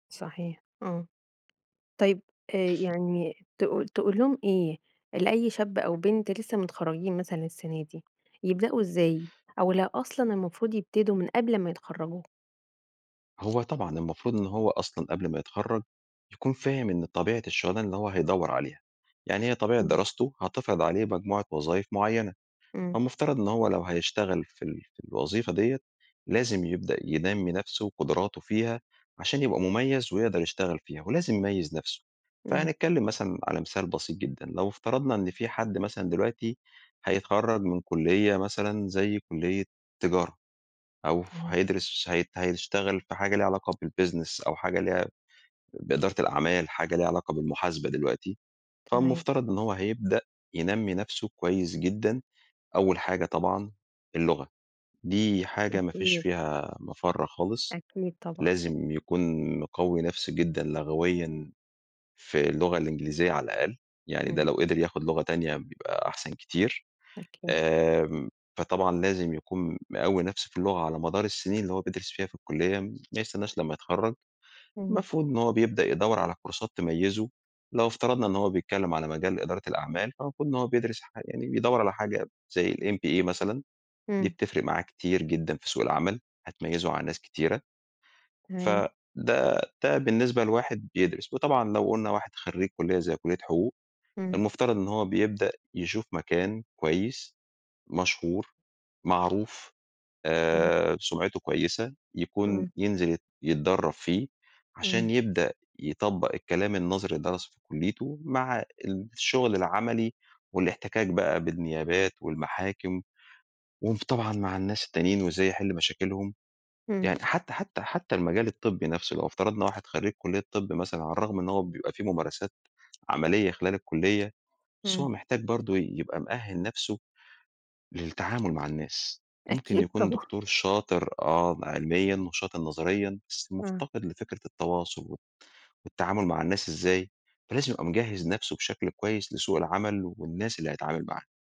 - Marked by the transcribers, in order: tapping; other background noise; in English: "بالbusiness"; in English: "MBA"; laughing while speaking: "طبعًا"
- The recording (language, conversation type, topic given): Arabic, podcast, إيه نصيحتك للخريجين الجدد؟